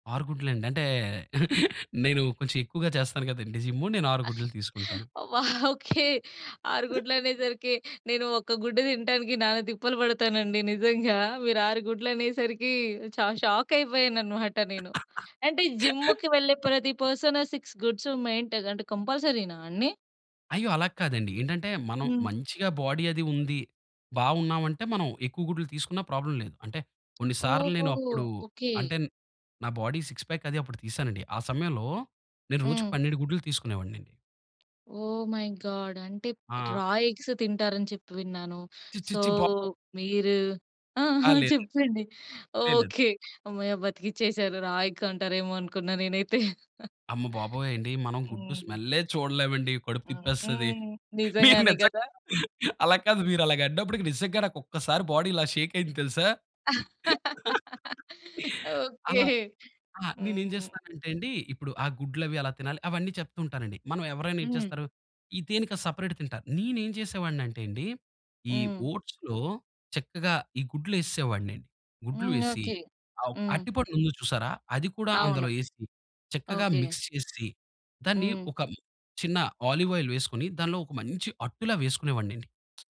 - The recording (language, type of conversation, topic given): Telugu, podcast, కొత్త వంటకాలు నేర్చుకోవడం ఎలా మొదలుపెడతారు?
- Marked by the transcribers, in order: chuckle; chuckle; other noise; in English: "షాక్"; laugh; in English: "పర్సన్ సిక్స్ గుడ్స్ మెయింటైన్"; in English: "బాడీ"; in English: "ప్రాబ్లమ్"; tapping; in English: "బాడీ సిక్స్ పాక్"; in English: "మై గాడ్"; in English: "రా ఎగ్స్"; in English: "సో"; in English: "రా ఎగ్"; chuckle; laughing while speaking: "మీరు నిజంగా అలా కాదు, మీరు … ఇలా షేకయింది తెలుసా?"; in English: "బాడీ"; laugh; in English: "సెపరేట్"; in English: "ఓట్స్‌లో"; in English: "మిక్స్"; in English: "ఒలివ్ ఆయిల్"; lip smack